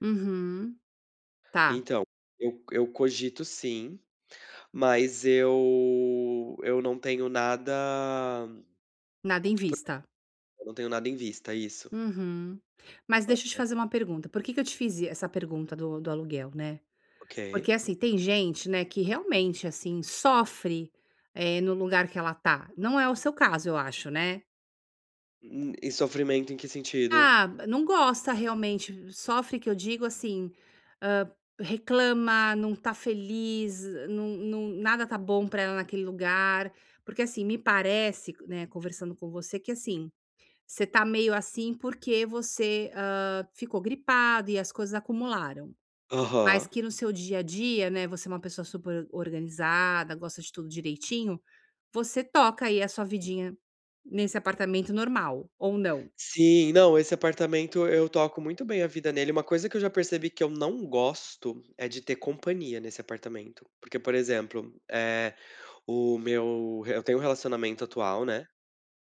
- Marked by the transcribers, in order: tapping
- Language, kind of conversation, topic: Portuguese, advice, Como posso realmente desligar e relaxar em casa?